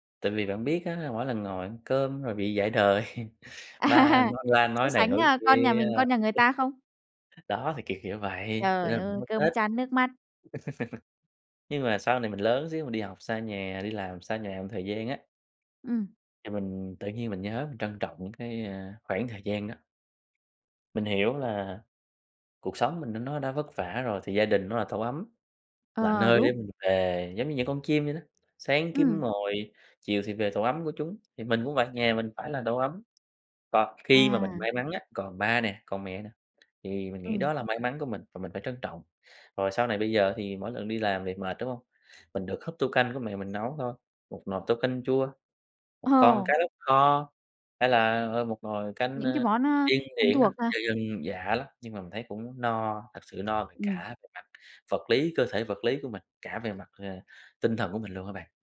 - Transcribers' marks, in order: laughing while speaking: "À"; chuckle; other background noise; laugh; tapping; laughing while speaking: "Ồ"
- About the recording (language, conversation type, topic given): Vietnamese, podcast, Gia đình bạn có truyền thống nào khiến bạn nhớ mãi không?